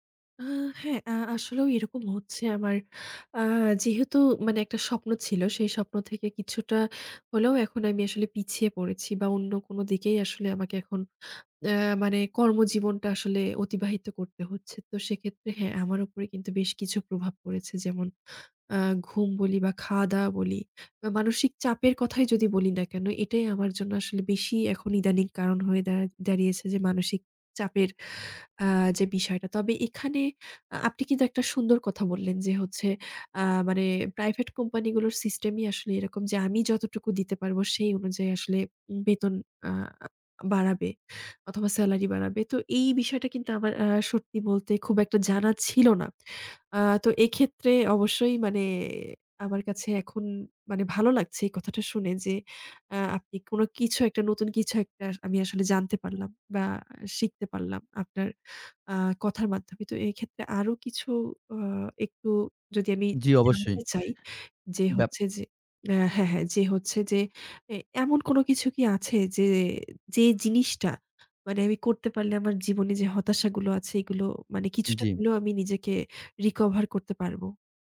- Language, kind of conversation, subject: Bengali, advice, কাজ করলেও কেন আপনার জীবন অর্থহীন মনে হয়?
- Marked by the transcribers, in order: in English: "রিকভার"